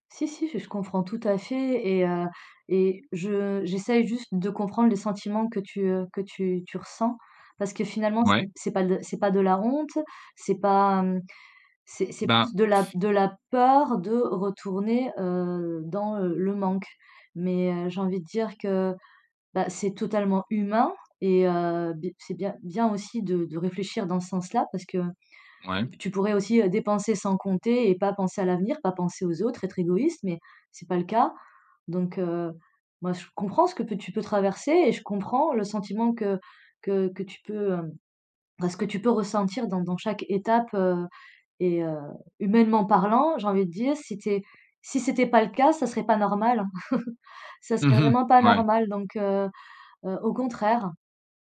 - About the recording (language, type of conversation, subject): French, advice, Comment gères-tu la culpabilité de dépenser pour toi après une période financière difficile ?
- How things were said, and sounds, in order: blowing; stressed: "peur"; chuckle